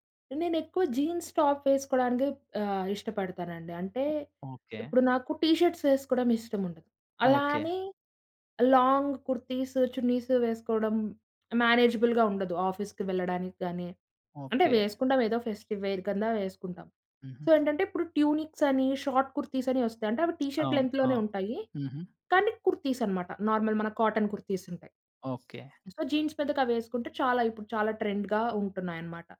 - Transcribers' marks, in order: in English: "జీన్స్, టాప్"; in English: "టీ షర్ట్స్"; in English: "లాంగ్"; other background noise; in English: "మేనేజబుల్‌గా"; tapping; in English: "ఆఫీస్‌కి"; in English: "ఫెస్టివ్ వేర్"; in English: "సో"; in English: "ట్యూనిక్స్"; in English: "షార్ట్ కుర్తీస్"; in English: "టీ షర్ట్ లెంగ్త్‌లోనే"; in English: "కుర్తీస్"; in English: "నార్మల్"; in English: "కాటన్ కుర్తీస్"; in English: "సో, జీన్స్"; in English: "ట్రెండ్‌గా"
- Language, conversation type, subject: Telugu, podcast, స్టైల్‌కి ప్రేరణ కోసం మీరు సాధారణంగా ఎక్కడ వెతుకుతారు?